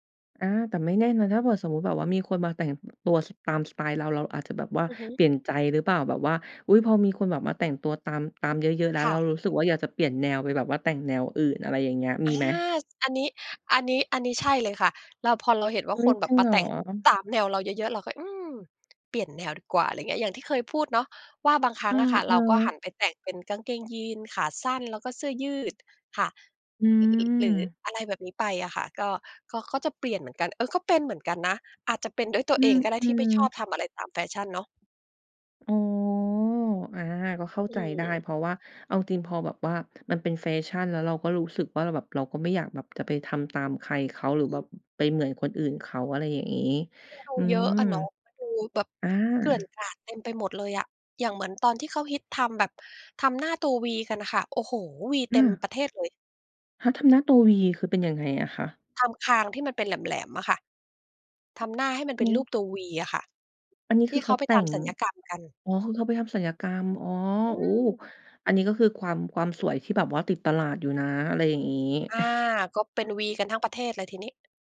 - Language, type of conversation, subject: Thai, podcast, สื่อสังคมออนไลน์มีผลต่อการแต่งตัวของคุณอย่างไร?
- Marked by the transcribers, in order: chuckle